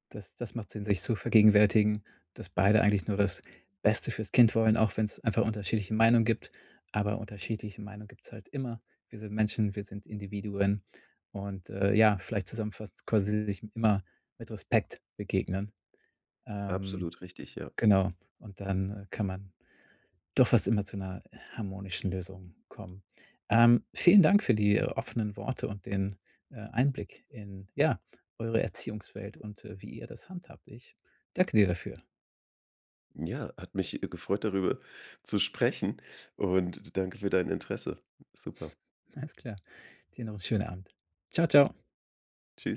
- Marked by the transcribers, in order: laughing while speaking: "Alles klar"
- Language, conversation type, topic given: German, podcast, Wie könnt ihr als Paar Erziehungsfragen besprechen, ohne dass es zum Streit kommt?